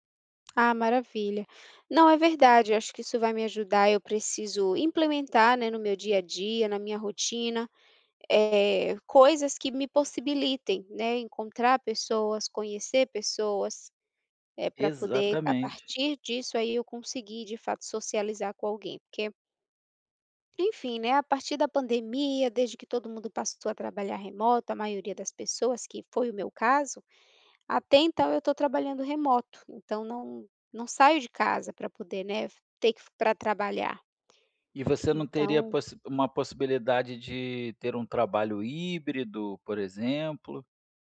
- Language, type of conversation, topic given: Portuguese, advice, Como posso fazer amigos depois de me mudar para cá?
- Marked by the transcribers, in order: tapping; other background noise